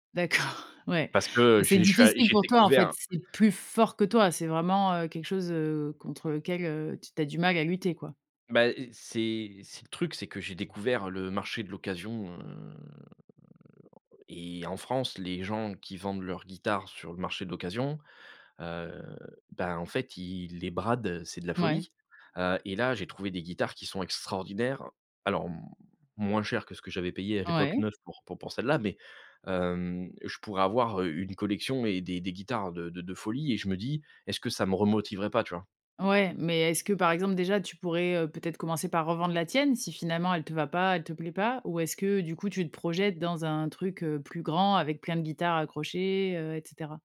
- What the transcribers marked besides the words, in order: laughing while speaking: "D'accord"; drawn out: "heu"
- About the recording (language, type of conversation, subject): French, advice, Pourquoi achetez-vous des objets coûteux que vous utilisez peu, mais que vous pensez nécessaires ?